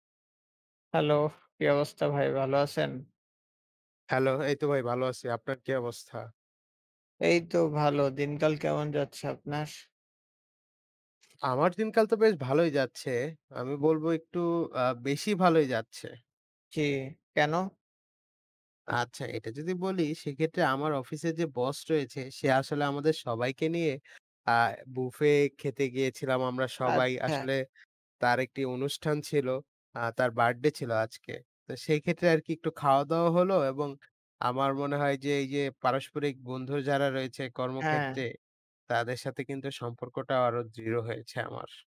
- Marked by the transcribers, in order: tapping; "আপনার" said as "আপ্নাস"; "বার্থডে" said as "বারডে"
- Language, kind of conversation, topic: Bengali, unstructured, আপনার মতে, খাবারের মাধ্যমে সম্পর্ক গড়ে তোলা কতটা গুরুত্বপূর্ণ?